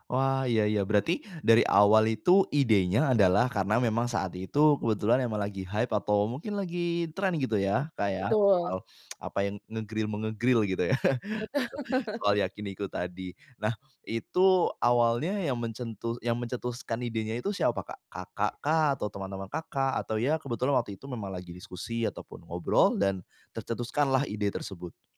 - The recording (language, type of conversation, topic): Indonesian, podcast, Bagaimana kamu merencanakan menu untuk pesta yang sederhana, tetapi tetap berkesan?
- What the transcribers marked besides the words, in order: in English: "hype"; tsk; in English: "nge-grill-menge-grill"; chuckle; laugh